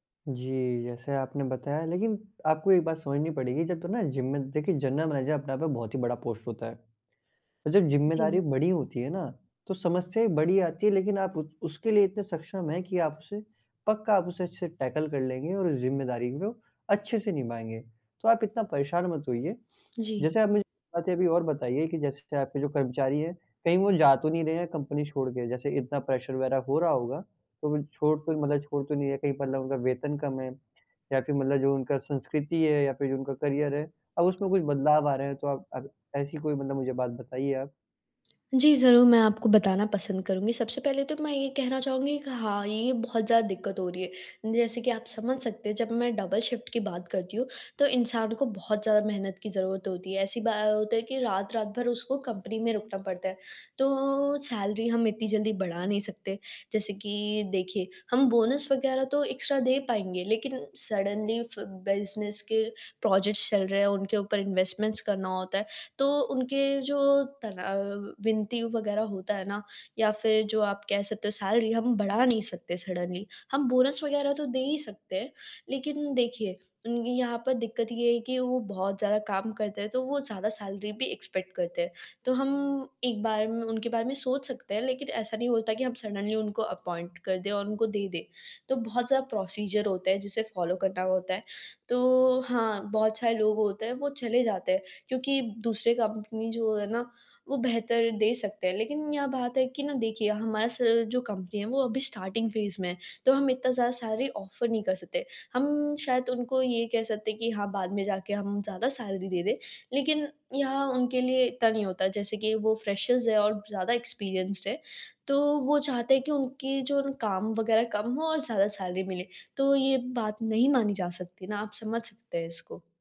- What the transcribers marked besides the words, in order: in English: "जिम"; in English: "जनरल मैनेजर"; in English: "पोस्ट"; tapping; in English: "टैकल"; in English: "कंपनी"; in English: "प्रेशर"; in English: "करियर"; in English: "डबल शिफ्ट"; in English: "सैलरी"; in English: "बोनस"; in English: "एक्स्ट्रा"; in English: "सडनली"; in English: "बिज़नेस"; in English: "प्रोजेक्ट्स"; in English: "इन्वेस्टमेंट्स"; in English: "सैलरी"; in English: "सडनली"; in English: "बोनस"; in English: "सैलरी"; in English: "एक्सपेक्ट"; in English: "सडनली"; in English: "अपॉइंट"; in English: "प्रोसीजर"; in English: "फ़ॉलो"; in English: "स्टार्टिंग फेज"; in English: "सैलरी ऑफर"; in English: "सैलरी"; in English: "फ्रेशर्स"; in English: "एक्सपीरियंस्ड"; in English: "सैलरी"
- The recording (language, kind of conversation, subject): Hindi, advice, स्टार्टअप में मजबूत टीम कैसे बनाऊँ और कर्मचारियों को लंबे समय तक कैसे बनाए रखूँ?